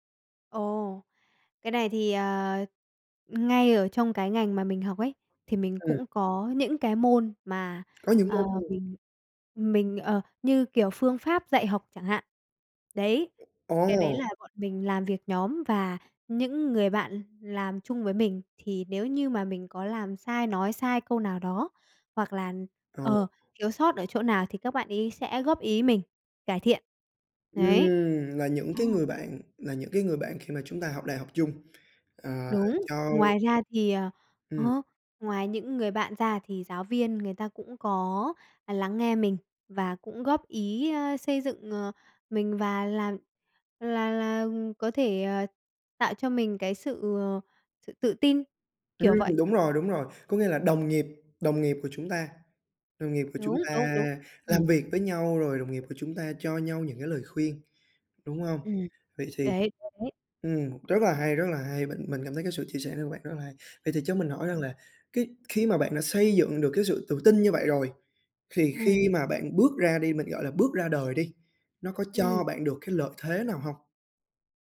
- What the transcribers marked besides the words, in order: tapping; other background noise; unintelligible speech
- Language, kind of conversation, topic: Vietnamese, podcast, Điều gì giúp bạn xây dựng sự tự tin?